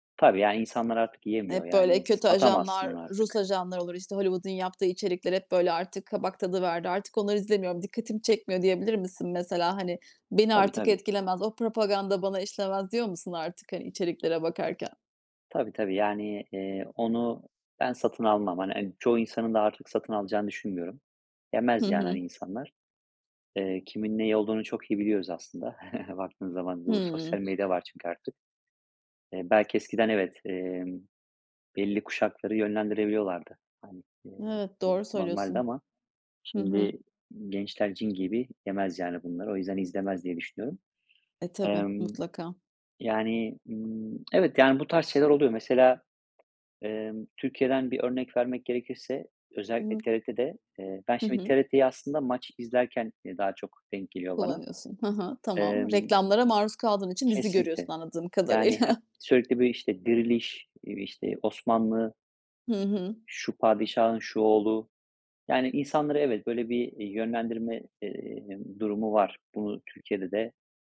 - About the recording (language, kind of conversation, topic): Turkish, podcast, Sence dizi izleme alışkanlıklarımız zaman içinde nasıl değişti?
- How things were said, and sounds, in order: other background noise; chuckle; tapping; unintelligible speech